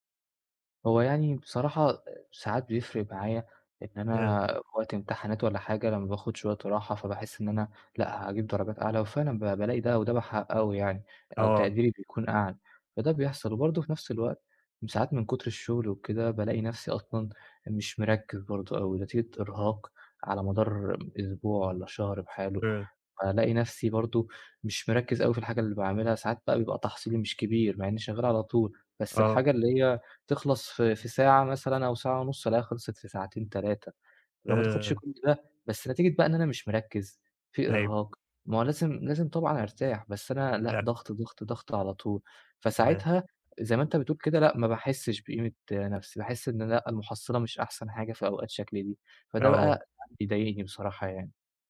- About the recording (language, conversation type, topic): Arabic, advice, إزاي أرتّب أولوياتي بحيث آخد راحتي من غير ما أحس بالذنب؟
- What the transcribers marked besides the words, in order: none